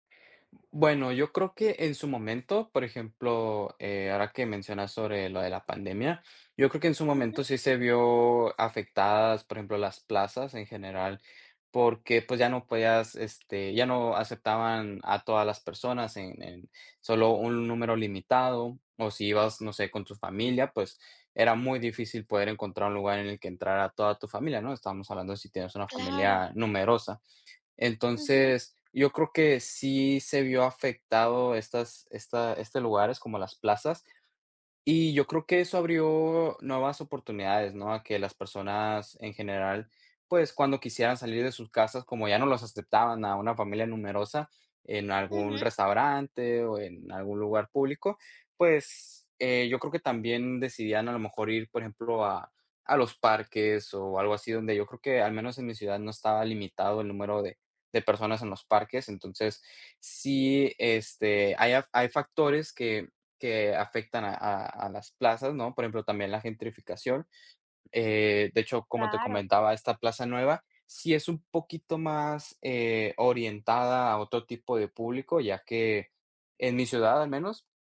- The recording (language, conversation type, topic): Spanish, podcast, ¿Qué papel cumplen los bares y las plazas en la convivencia?
- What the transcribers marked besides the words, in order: "podías" said as "pudias"